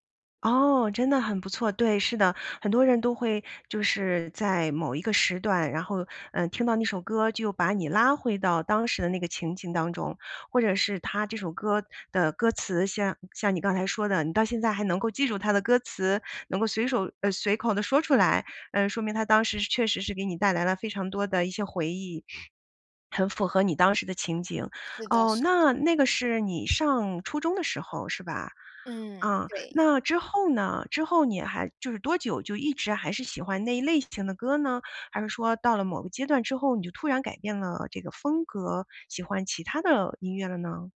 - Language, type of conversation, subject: Chinese, podcast, 有没有那么一首歌，一听就把你带回过去？
- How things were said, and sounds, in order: other noise